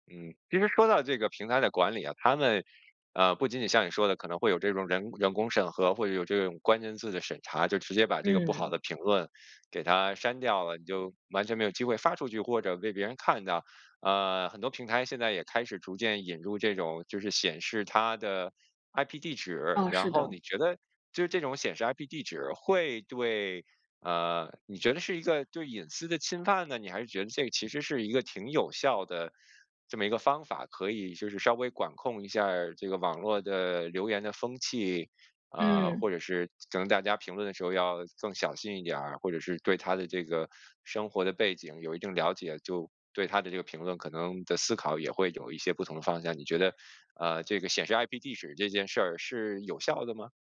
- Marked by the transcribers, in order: none
- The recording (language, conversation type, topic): Chinese, podcast, 你會怎麼處理網路上的批評？